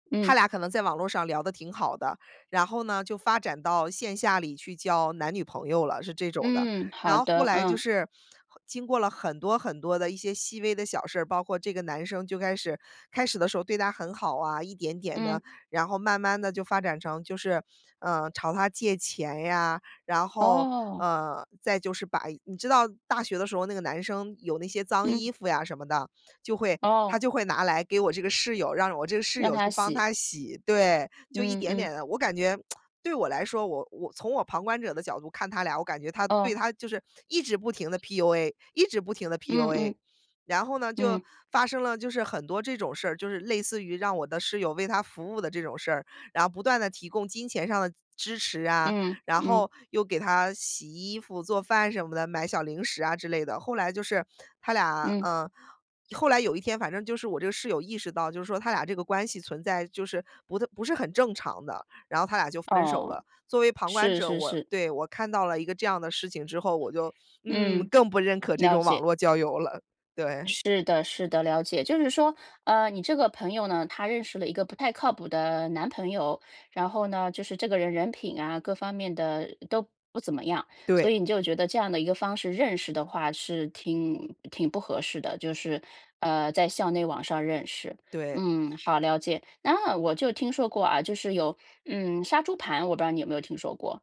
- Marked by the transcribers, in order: lip smack; laughing while speaking: "对"
- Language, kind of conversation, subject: Chinese, podcast, 你平时通常是通过什么方式认识新朋友的？
- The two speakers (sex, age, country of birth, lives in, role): female, 35-39, United States, United States, guest; female, 40-44, China, United States, host